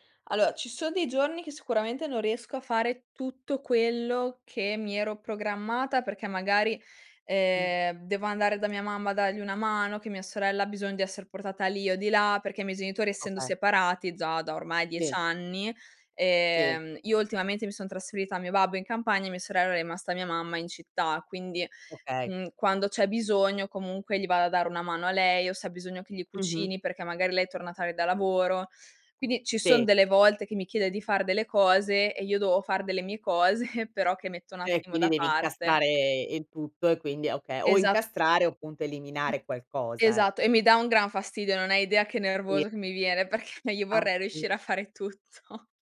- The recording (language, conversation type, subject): Italian, podcast, Come gestisci davvero l’equilibrio tra lavoro e vita privata?
- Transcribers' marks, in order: "Allora" said as "aloa"; laughing while speaking: "cose"; other background noise; laughing while speaking: "perché"; laughing while speaking: "tutto"